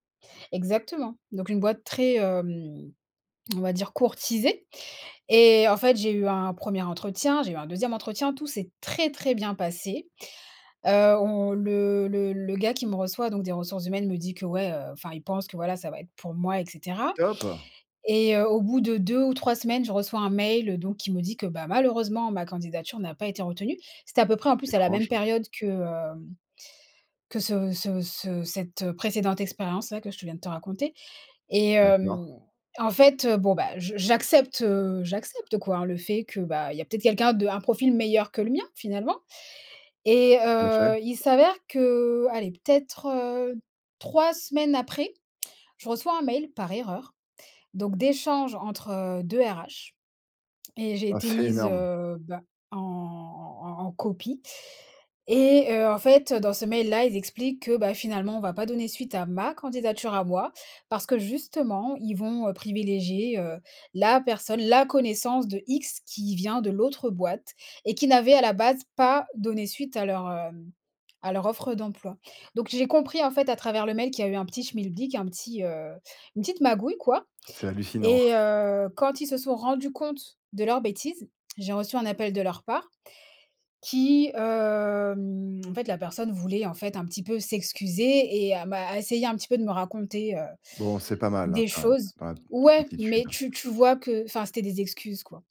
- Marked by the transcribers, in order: stressed: "très"; other background noise; stressed: "ma"; stressed: "justement"; stressed: "la"; stressed: "la"; drawn out: "hem"; unintelligible speech
- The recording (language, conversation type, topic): French, podcast, Quelle opportunité manquée s’est finalement révélée être une bénédiction ?